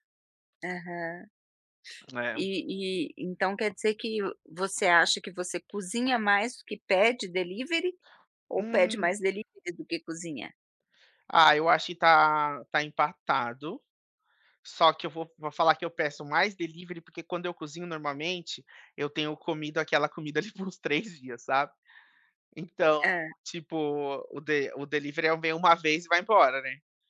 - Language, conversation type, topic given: Portuguese, podcast, Como você escolhe o que vai cozinhar durante a semana?
- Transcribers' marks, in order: other background noise; tapping; laughing while speaking: "por uns três dias"